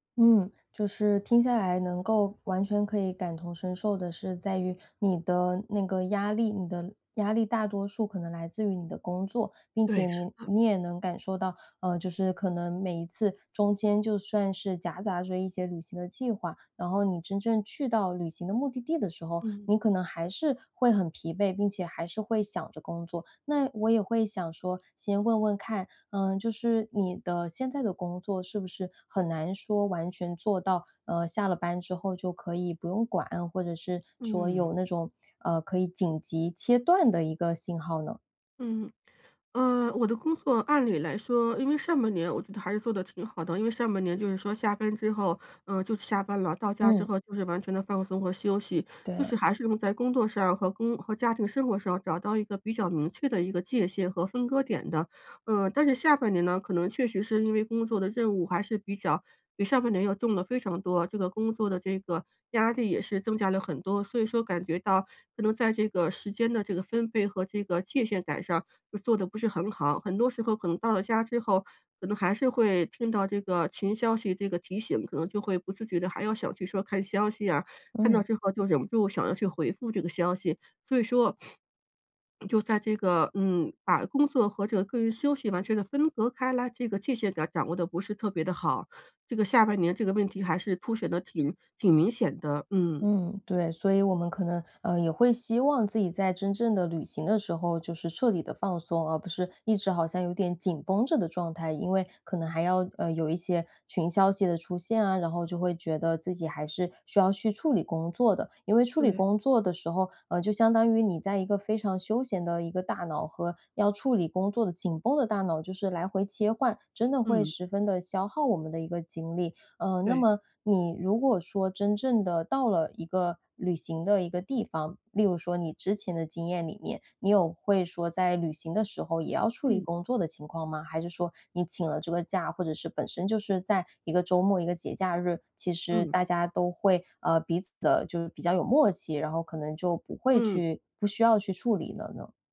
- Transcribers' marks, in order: other background noise; sniff
- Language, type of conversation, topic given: Chinese, advice, 旅行中如何减压并保持身心健康？
- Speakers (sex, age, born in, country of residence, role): female, 30-34, China, Japan, advisor; female, 55-59, China, United States, user